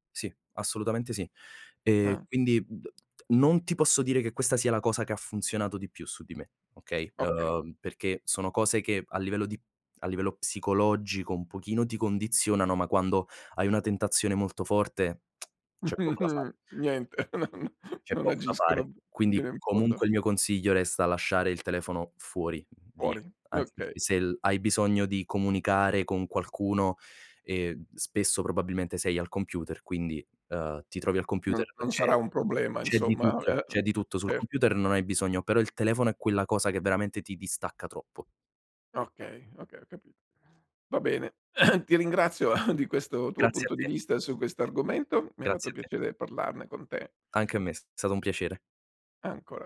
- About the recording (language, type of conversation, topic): Italian, podcast, Hai qualche regola pratica per non farti distrarre dalle tentazioni immediate?
- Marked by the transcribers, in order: chuckle; tsk; laughing while speaking: "Niente, non"; inhale; other background noise; throat clearing; chuckle